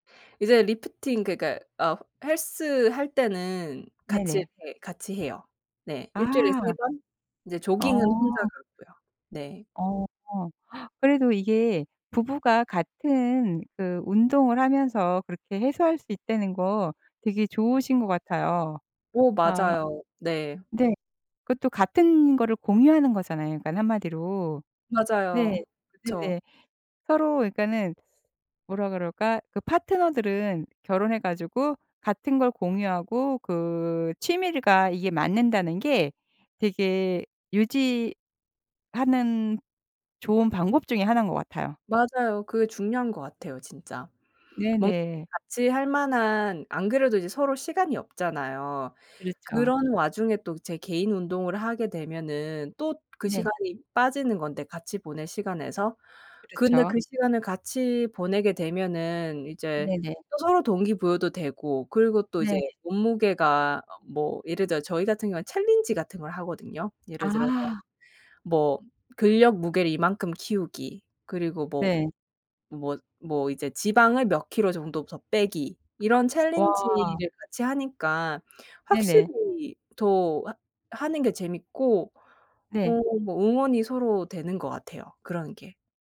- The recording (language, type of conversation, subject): Korean, podcast, 일 끝나고 진짜 쉬는 법은 뭐예요?
- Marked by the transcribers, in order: in English: "lifting"; tapping; gasp